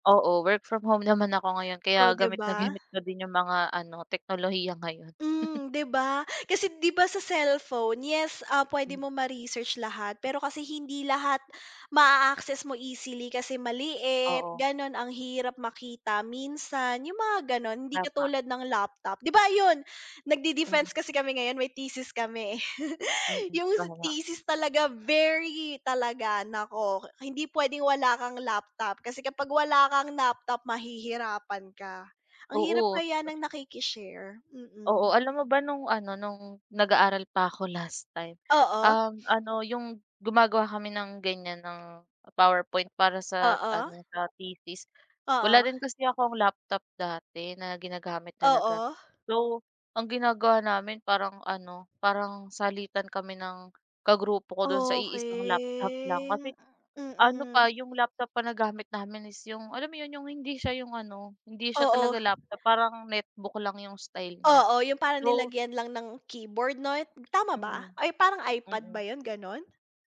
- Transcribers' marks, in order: laughing while speaking: "gamit"; chuckle; tapping; chuckle; other background noise; wind
- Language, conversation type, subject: Filipino, unstructured, Ano ang mga benepisyo ng paggamit ng teknolohiya sa pag-aaral?
- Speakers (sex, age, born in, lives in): female, 25-29, Philippines, Philippines; female, 30-34, Philippines, Philippines